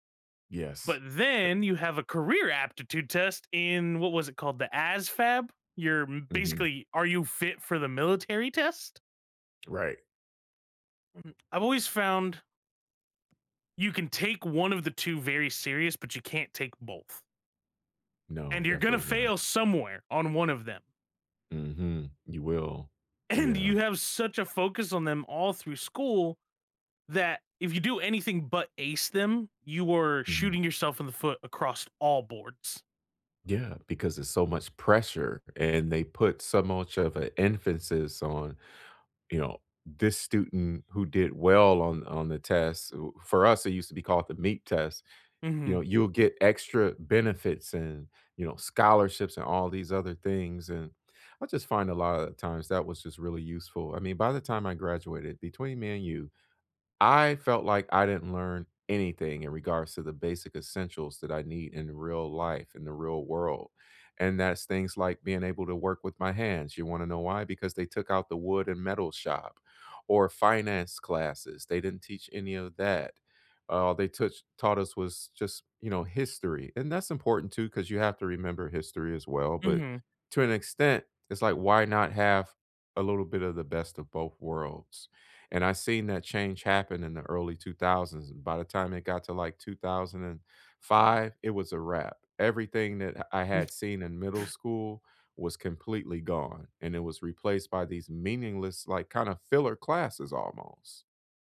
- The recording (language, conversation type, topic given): English, unstructured, Should schools focus more on tests or real-life skills?
- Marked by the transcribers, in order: tapping; laughing while speaking: "And"; chuckle